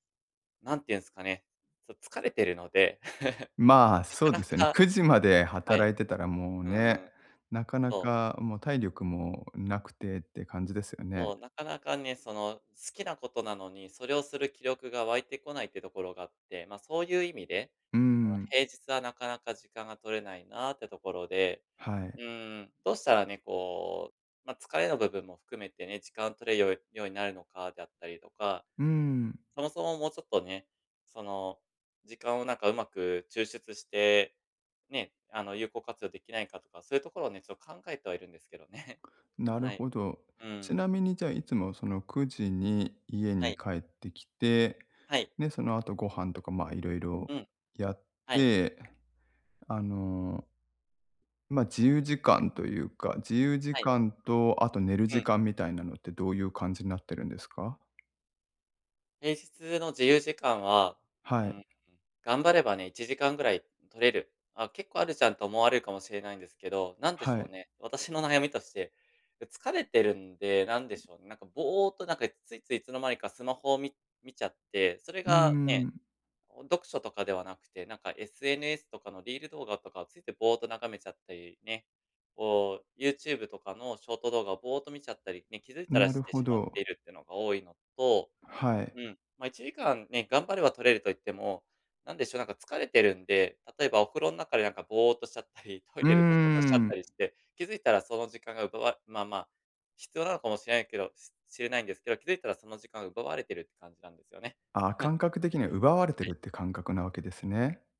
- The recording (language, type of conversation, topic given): Japanese, advice, 仕事や家事で忙しくて趣味の時間が取れないとき、どうすれば時間を確保できますか？
- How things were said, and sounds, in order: laugh; other background noise; other noise; tapping; unintelligible speech; chuckle